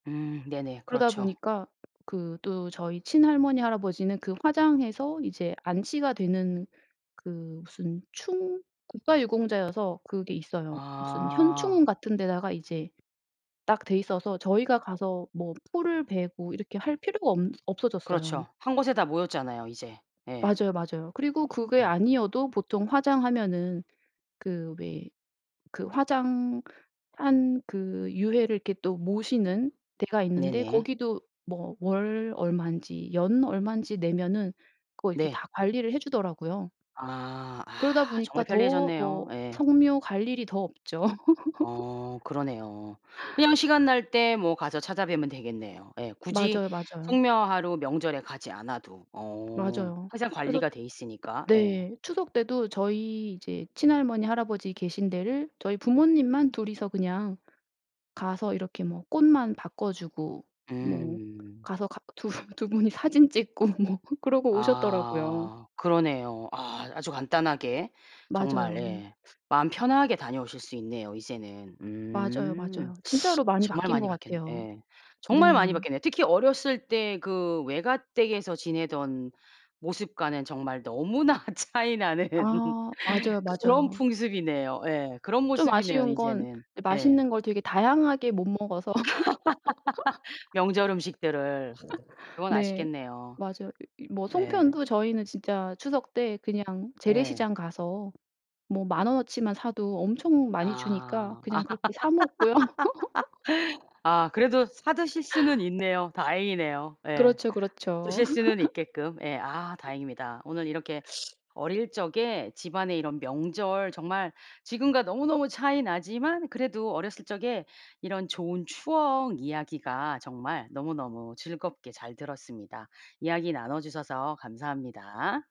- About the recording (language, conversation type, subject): Korean, podcast, 어릴 적 집안의 명절 풍습은 어땠나요?
- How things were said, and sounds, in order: tapping; other background noise; laughing while speaking: "없죠"; laugh; laughing while speaking: "두 두 분이"; laughing while speaking: "뭐"; laughing while speaking: "너무나 차이 나는"; laugh; laughing while speaking: "먹어서"; laugh; other noise; laugh; laughing while speaking: "먹고요"; laugh; laugh